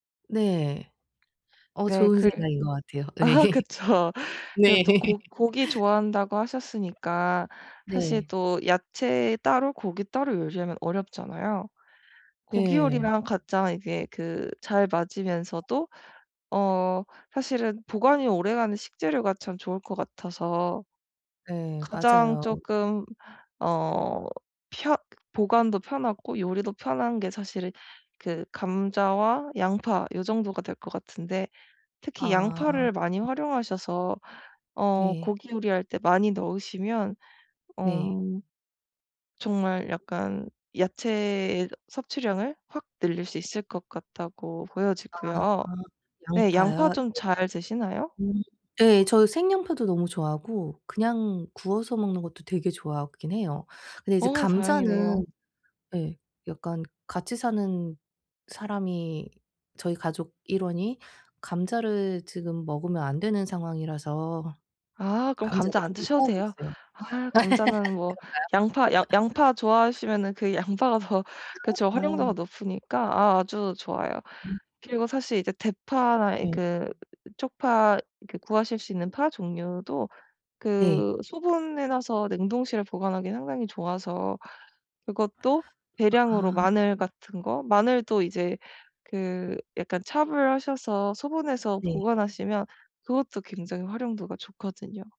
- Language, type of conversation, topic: Korean, advice, 바쁜 일상에서 시간을 절약하면서 건강한 식사를 어떻게 준비할까요?
- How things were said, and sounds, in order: other background noise; laugh; laughing while speaking: "예. 네"; laugh; laugh; unintelligible speech; in English: "chop을"